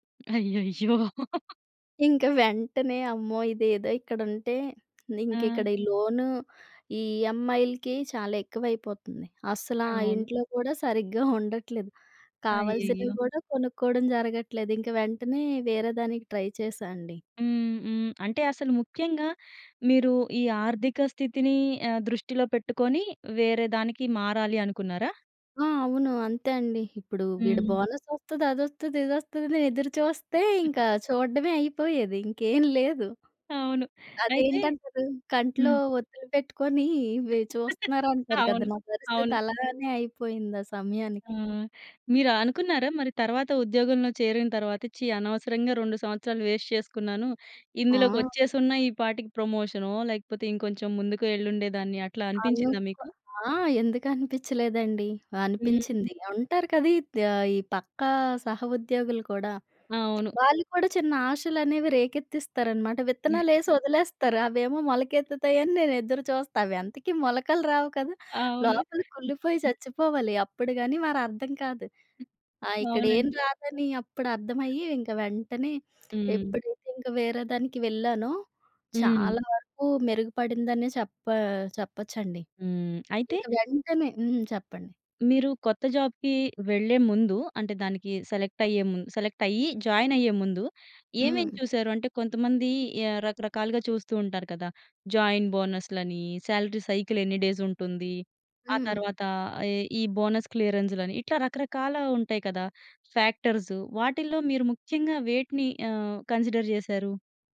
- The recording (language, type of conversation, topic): Telugu, podcast, ఉద్యోగ మార్పు కోసం ఆర్థికంగా ఎలా ప్లాన్ చేసావు?
- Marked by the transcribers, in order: laughing while speaking: "అయ్యయ్యో!"; in English: "లోన్"; in English: "ఈఎంఐలకి"; other background noise; in English: "ట్రై"; in English: "బోనస్"; other noise; giggle; in English: "వేస్ట్"; in English: "ప్రమోషనో"; chuckle; in English: "జాబ్‌కి"; in English: "సెలెక్ట్"; in English: "సెలెక్ట్"; in English: "జాయిన్"; in English: "జాయిన్ బోనస్‌లని సాలరీ సైకిల్"; in English: "డేస్"; in English: "బోనస్ క్లియరెన్స్‌లని"; in English: "ఫ్యాక్టర్స్"; in English: "కన్సిడర్"